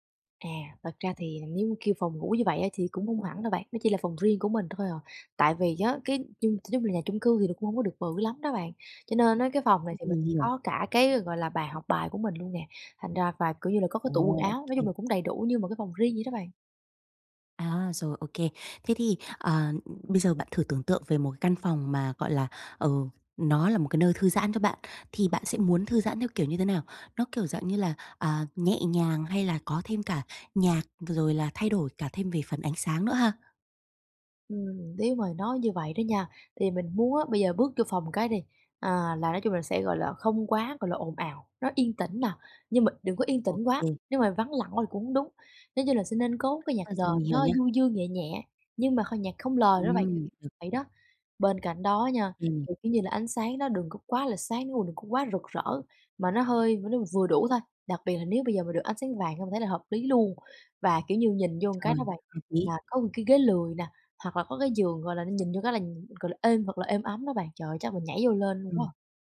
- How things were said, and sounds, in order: tapping; unintelligible speech; other background noise; "một" said as "ừn"
- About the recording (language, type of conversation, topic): Vietnamese, advice, Làm thế nào để biến nhà thành nơi thư giãn?